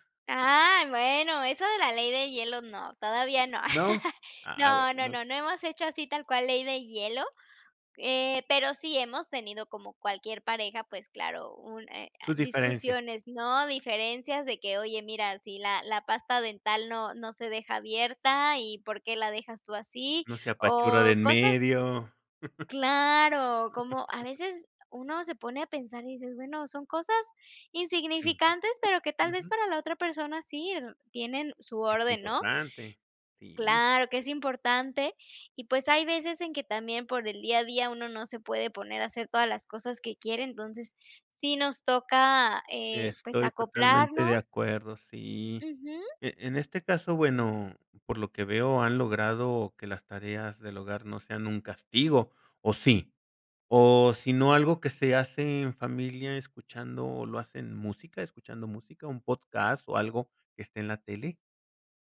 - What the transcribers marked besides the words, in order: chuckle; laugh
- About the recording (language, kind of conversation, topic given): Spanish, podcast, ¿Cómo organizas las tareas del hogar en familia?